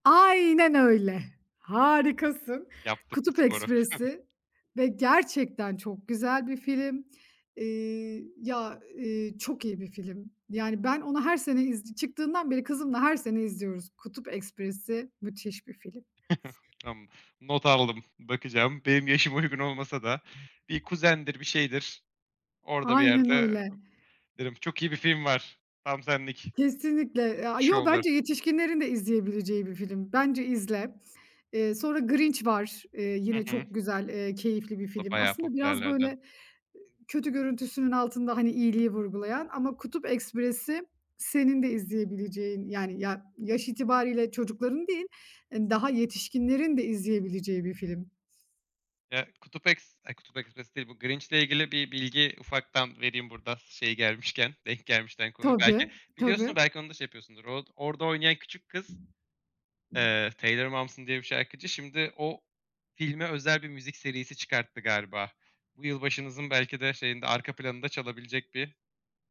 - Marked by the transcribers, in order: drawn out: "Aynen"; chuckle; other background noise; tapping; chuckle; laughing while speaking: "yaşıma uygun"; unintelligible speech; laughing while speaking: "gelmişken, denk"
- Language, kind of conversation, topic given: Turkish, podcast, Hafta sonu aile rutinleriniz genelde nasıl şekillenir?